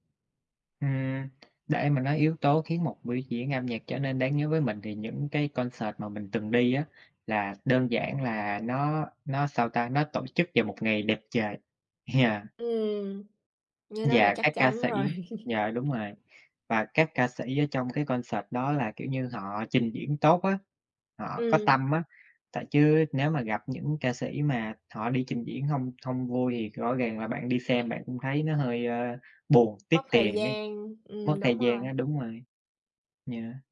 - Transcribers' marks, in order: tapping; in English: "concert"; laughing while speaking: "Yeah"; laughing while speaking: "rồi"; laugh; in English: "concert"
- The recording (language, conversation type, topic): Vietnamese, unstructured, Bạn thích đi dự buổi biểu diễn âm nhạc trực tiếp hay xem phát trực tiếp hơn?